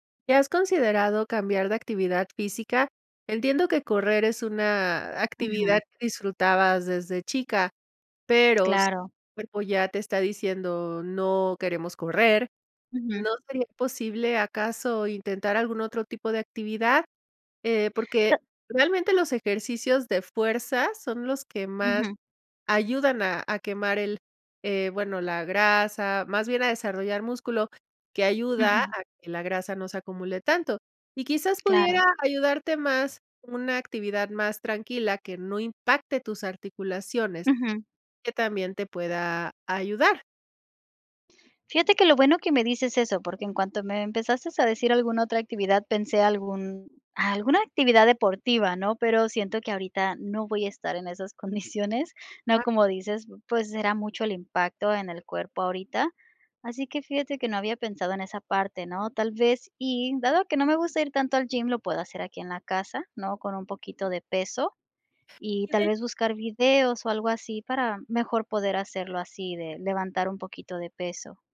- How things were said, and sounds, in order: unintelligible speech; unintelligible speech; other background noise; unintelligible speech
- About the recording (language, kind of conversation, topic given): Spanish, advice, ¿Qué cambio importante en tu salud personal está limitando tus actividades?